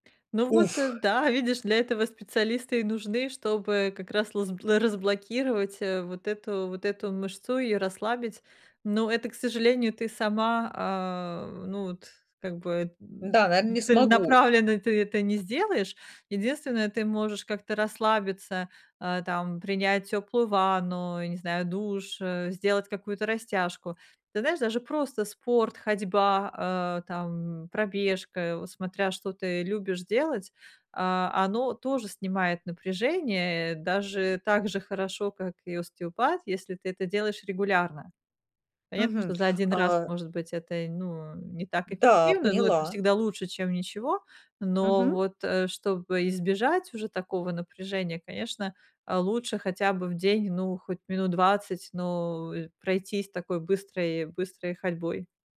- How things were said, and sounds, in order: other background noise
- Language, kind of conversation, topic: Russian, advice, Как можно быстро и просто снять телесное напряжение?